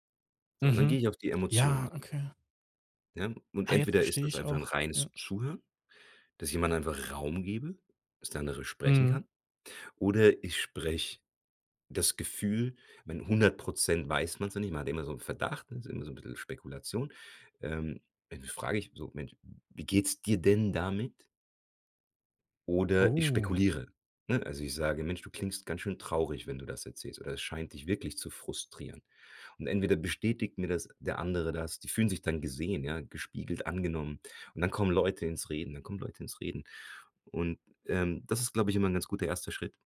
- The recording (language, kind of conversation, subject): German, podcast, Wie zeigst du Empathie, ohne gleich Ratschläge zu geben?
- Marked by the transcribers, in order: other background noise; stressed: "Raum"; surprised: "Oh"